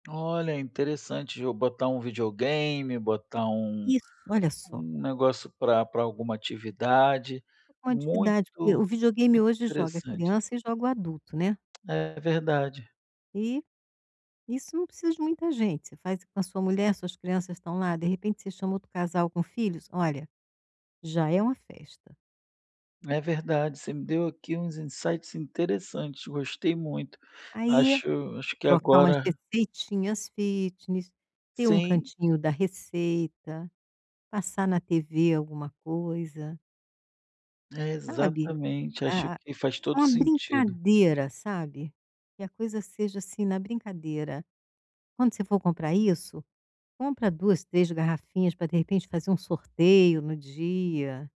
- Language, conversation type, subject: Portuguese, advice, Como posso mudar meu ambiente para estimular ideias mais criativas?
- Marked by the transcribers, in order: tapping; in English: "insights"; in English: "fitness"